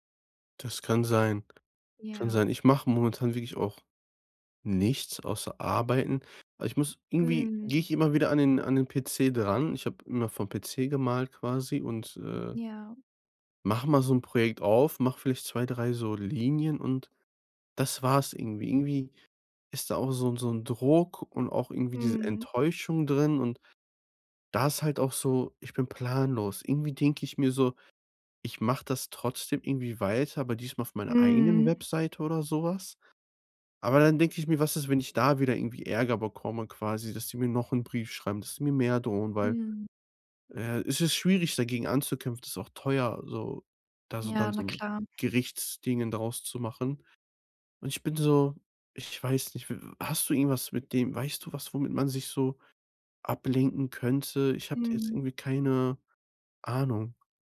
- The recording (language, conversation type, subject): German, advice, Wie finde ich nach einer Trennung wieder Sinn und neue Orientierung, wenn gemeinsame Zukunftspläne weggebrochen sind?
- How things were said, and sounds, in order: none